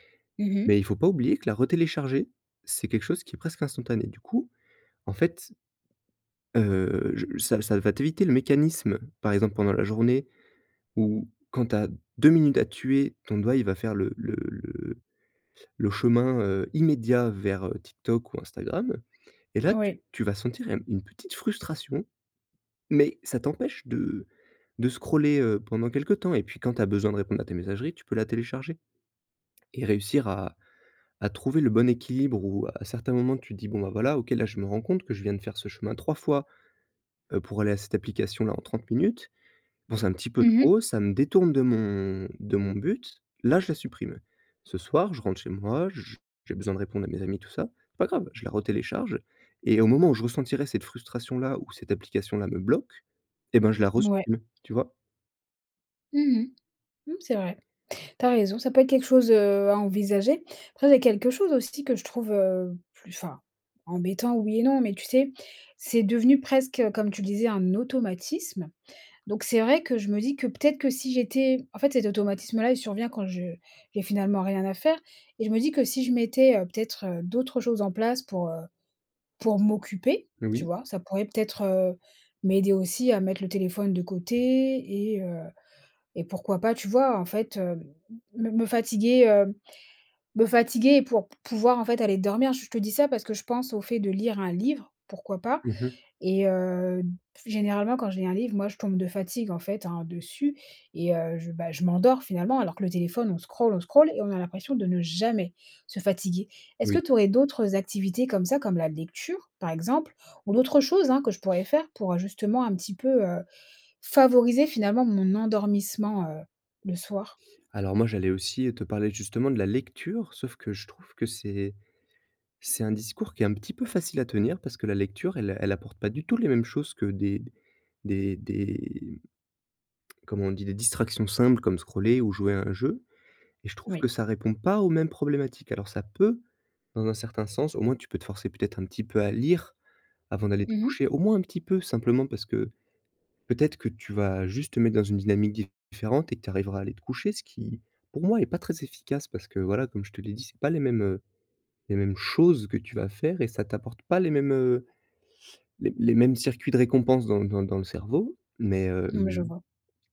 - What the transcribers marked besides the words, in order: in English: "scroller"; stressed: "là"; other background noise; tapping; in English: "scroll"; in English: "scroll"; stressed: "jamais"; tsk; in English: "scroller"; stressed: "peut"; stressed: "lire"; stressed: "choses"
- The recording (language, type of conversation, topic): French, advice, Pourquoi est-ce que je dors mal après avoir utilisé mon téléphone tard le soir ?